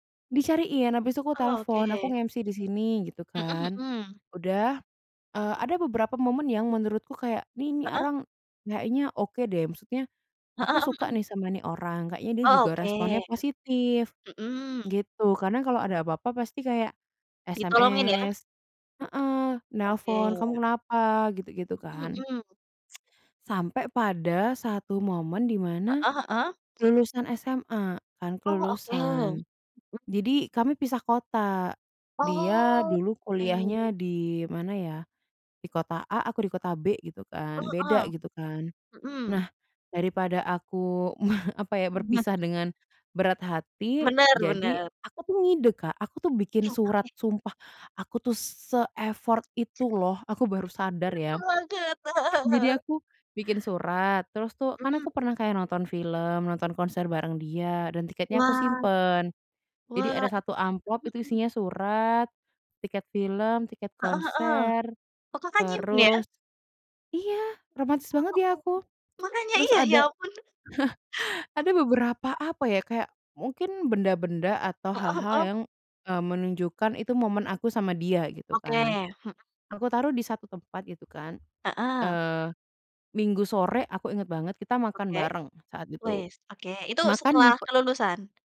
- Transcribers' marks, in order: other background noise; tsk; tapping; chuckle; in English: "se-effort"; stressed: "se-effort"; chuckle; chuckle
- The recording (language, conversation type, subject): Indonesian, unstructured, Pernahkah kamu melakukan sesuatu yang nekat demi cinta?